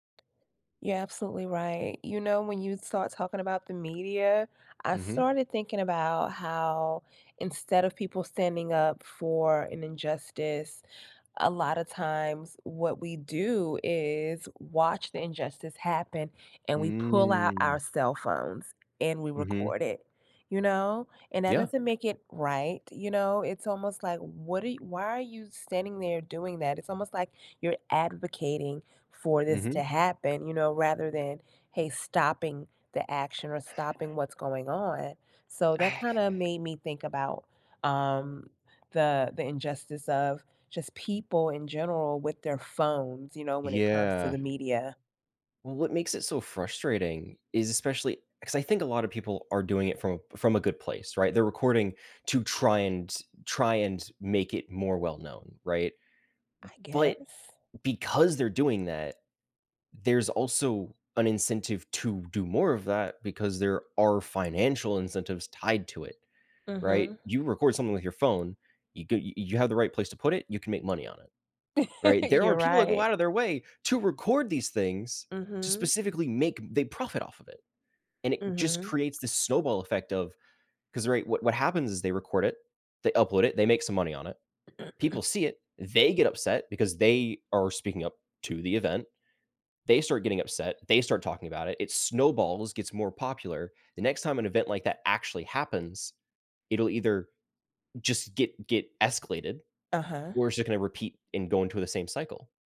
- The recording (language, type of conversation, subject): English, unstructured, Why do some people stay silent when they see injustice?
- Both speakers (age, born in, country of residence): 20-24, United States, United States; 45-49, United States, United States
- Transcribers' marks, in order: other background noise; drawn out: "Mm"; sigh; tapping; laugh; throat clearing; stressed: "they"